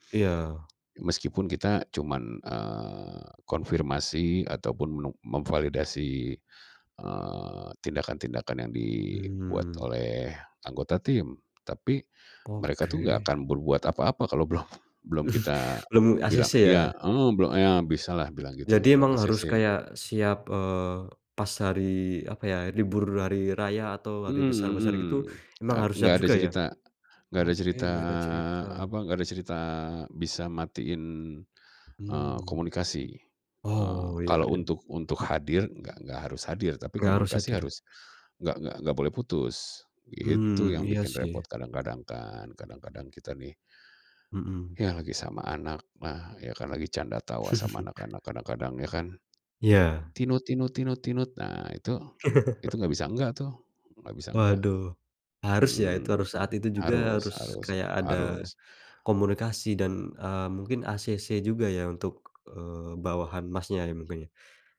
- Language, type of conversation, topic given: Indonesian, podcast, Bagaimana kamu mengatur keseimbangan antara pekerjaan dan kehidupan pribadi?
- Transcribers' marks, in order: laughing while speaking: "belum"; tapping; laughing while speaking: "Mhm"; tongue click; chuckle; laugh; other noise